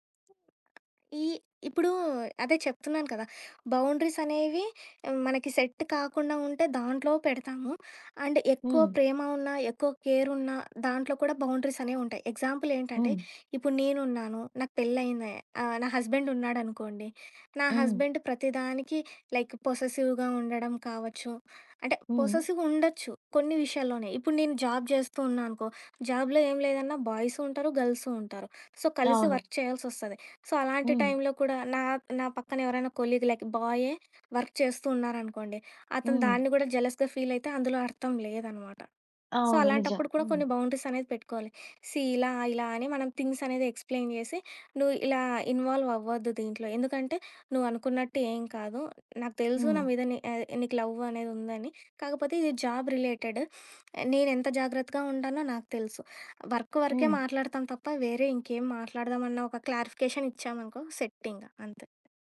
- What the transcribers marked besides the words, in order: other background noise; tapping; in English: "బౌండరీస్"; in English: "సెట్"; in English: "అండ్"; in English: "కేర్"; in English: "బౌండరీస్"; in English: "ఎగ్జాంపుల్"; in English: "హస్బెండ్"; in English: "హస్బెండ్"; in English: "లైక్ పొసెసివ్‌గా"; in English: "పొసెసివ్‌గా"; in English: "జాబ్"; in English: "జాబ్‌లో"; in English: "సో"; in English: "వర్క్"; in English: "సో"; in English: "కొలీగ్ లైక్"; in English: "వర్క్"; in English: "జలస్‌గా"; in English: "సో"; in English: "బౌండరీస్"; in English: "సీ"; in English: "థింగ్స్"; in English: "ఎక్స్‌ప్లెయిన్"; in English: "ఇన్వాల్వ్"; in English: "లవ్"; in English: "జాబ్ రిలేటెడ్"; in English: "వర్క్"; in English: "క్లారిఫికేషన్"; in English: "సెట్"
- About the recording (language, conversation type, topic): Telugu, podcast, ఎవరితోనైనా సంబంధంలో ఆరోగ్యకరమైన పరిమితులు ఎలా నిర్ణయించి పాటిస్తారు?